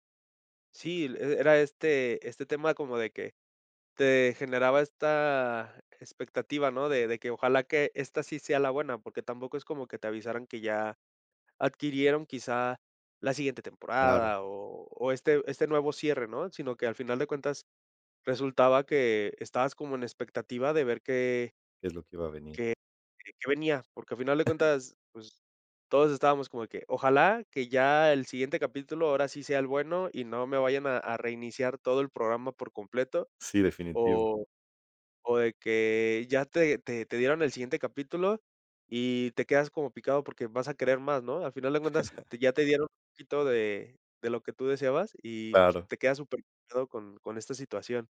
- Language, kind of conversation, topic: Spanish, podcast, ¿Qué música te marcó cuando eras niño?
- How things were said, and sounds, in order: giggle; laugh